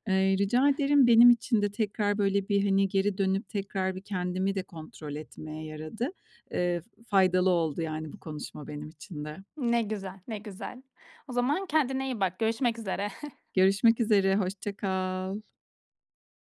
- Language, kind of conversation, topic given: Turkish, podcast, Değişim için en cesur adımı nasıl attın?
- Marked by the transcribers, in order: chuckle; drawn out: "kal"